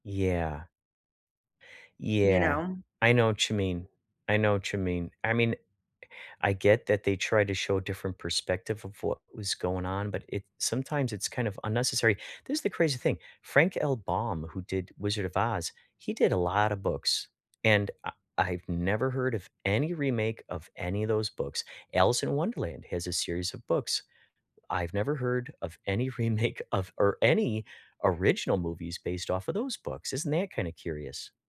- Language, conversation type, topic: English, unstructured, Which reboots have you loved, and which ones didn’t work for you—and what made the difference?
- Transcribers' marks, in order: none